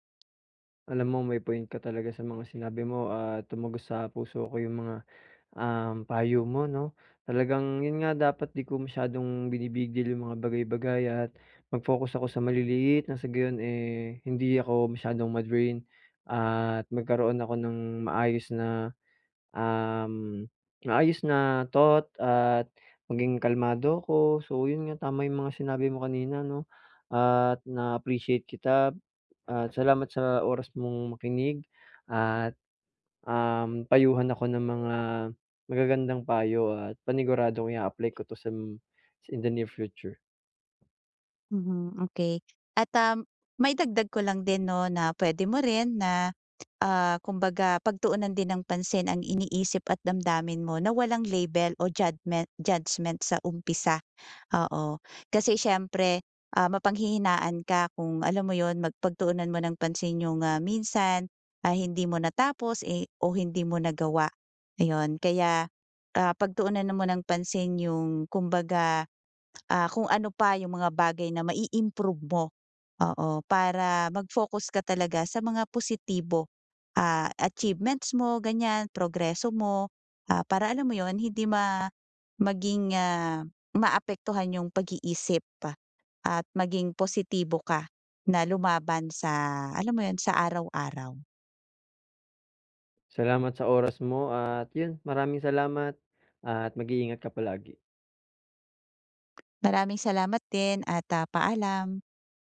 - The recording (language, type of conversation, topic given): Filipino, advice, Paano ko mapagmamasdan ang aking isip nang hindi ako naaapektuhan?
- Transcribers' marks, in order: tapping